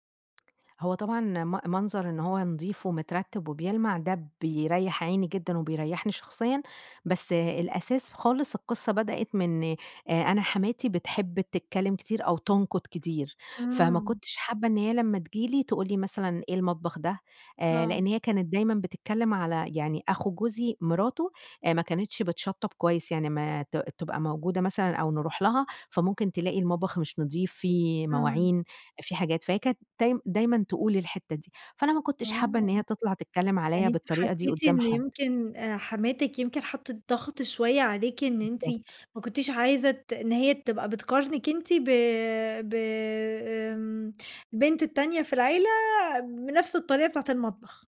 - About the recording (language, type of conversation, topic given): Arabic, podcast, ازاي تحافظي على ترتيب المطبخ بعد ما تخلصي طبخ؟
- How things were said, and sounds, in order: tapping